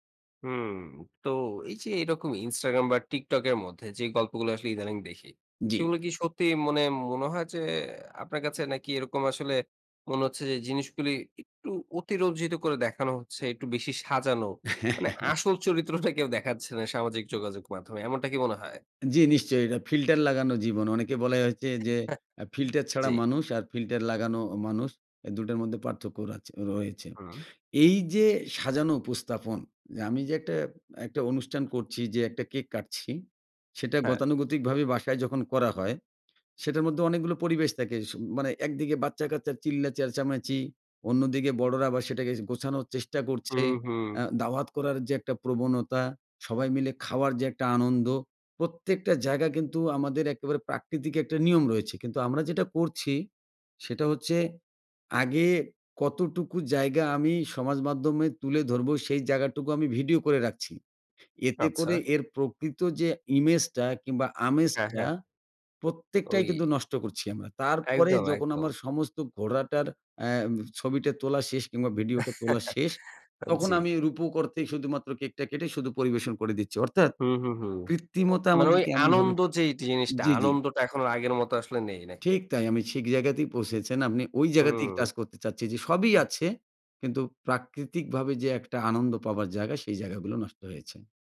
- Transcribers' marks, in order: laughing while speaking: "চরিত্রটা"; chuckle; chuckle; "ঠিক" said as "সিক"
- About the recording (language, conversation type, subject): Bengali, podcast, সামাজিক যোগাযোগমাধ্যম কীভাবে গল্প বলার ধরন বদলে দিয়েছে বলে আপনি মনে করেন?